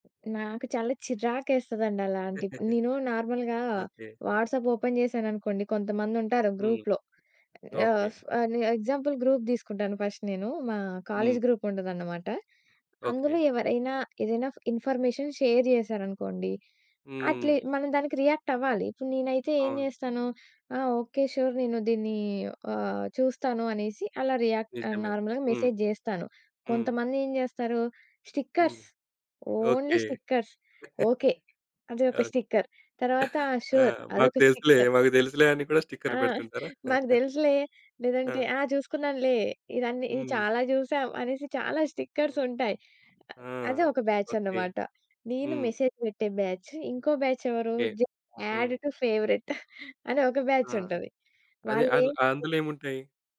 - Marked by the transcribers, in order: other background noise; laugh; in English: "నార్మల్‌గా"; in English: "ఓపెన్"; in English: "గ్రూప్‌లో"; tapping; in English: "ఎగ్జాంపుల్ గ్రూప్"; in English: "ఫస్ట్"; in English: "గ్రూప్"; in English: "ఇన్ఫర్మేషన్ షేర్"; in English: "రియాక్ట్"; in English: "సూర్"; in English: "నార్మల్‌గా మెసేజ్"; in English: "స్టిక్కర్స్, ఓన్లీ స్టిక్కర్స్"; chuckle; in English: "స్టిక్కర్"; in English: "సూర్"; in English: "స్టిక్కర్"; in English: "స్టిక్కర్"; chuckle; in English: "స్టిక్కర్స్"; in English: "బ్యాచ్"; in English: "మెసేజ్"; in English: "బ్యాచ్"; in English: "బ్యాచ్"; in English: "అడ్ టు ఫేవరైట్"; in English: "బ్యాచ్"
- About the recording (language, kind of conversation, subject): Telugu, podcast, వైరల్ విషయాలు, మీమ్స్ మన రోజువారీ సంభాషణలను ఎలా మార్చేశాయని మీరు అనుకుంటున్నారు?